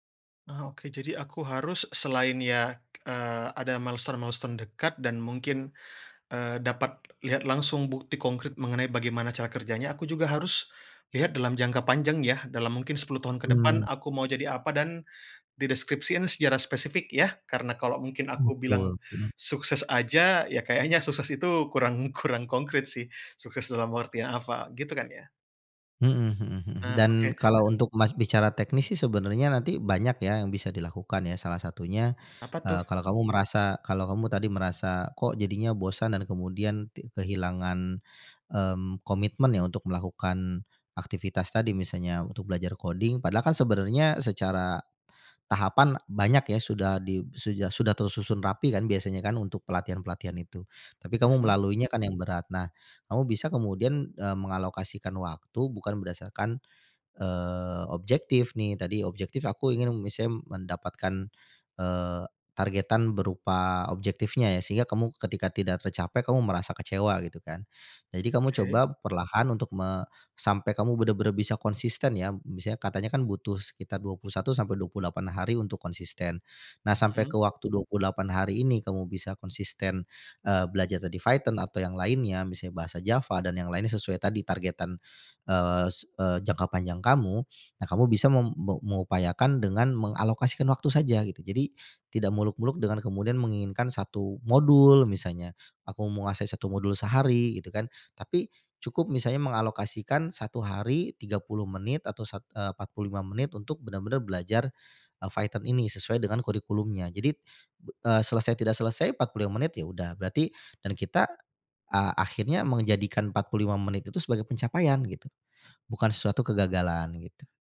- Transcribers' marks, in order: in English: "milestone-milestone"; "sudah-" said as "sujah"
- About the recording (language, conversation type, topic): Indonesian, advice, Bagaimana cara mengatasi kehilangan semangat untuk mempelajari keterampilan baru atau mengikuti kursus?